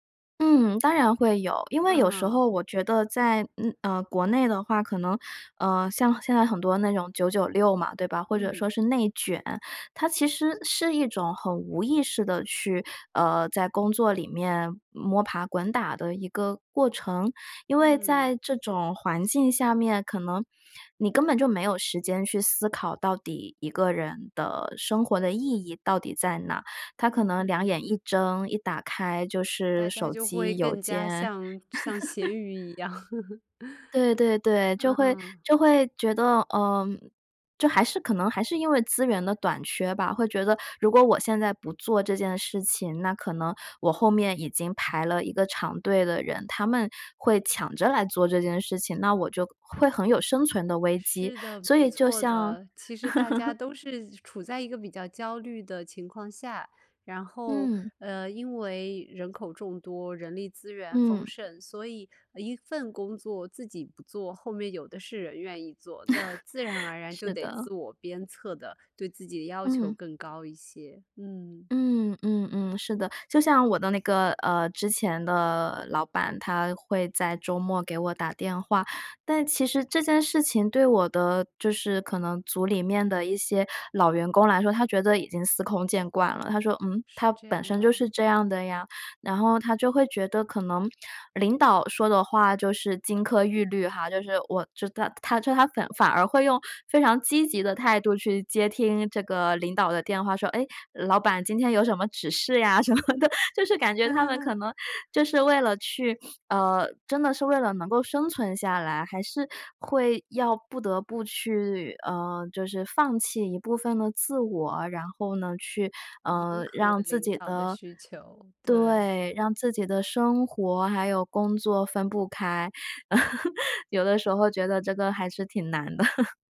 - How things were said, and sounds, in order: laugh; laughing while speaking: "一样"; chuckle; laugh; laugh; other background noise; other noise; laugh; laughing while speaking: "什么的"; joyful: "就是感觉他们可能，就是"; laugh; laugh
- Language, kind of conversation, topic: Chinese, podcast, 如何在工作和私生活之间划清科技使用的界限？